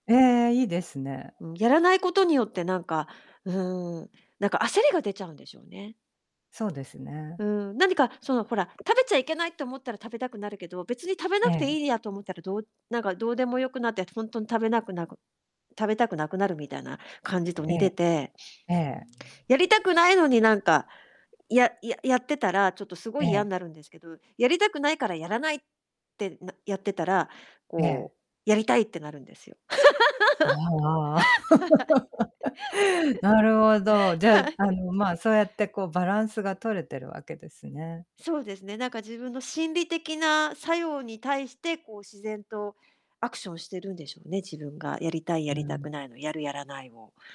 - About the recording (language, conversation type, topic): Japanese, podcast, やる気が出ないとき、どうやって立て直していますか？
- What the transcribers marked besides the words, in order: unintelligible speech; tapping; distorted speech; static; other background noise; laugh; laugh; unintelligible speech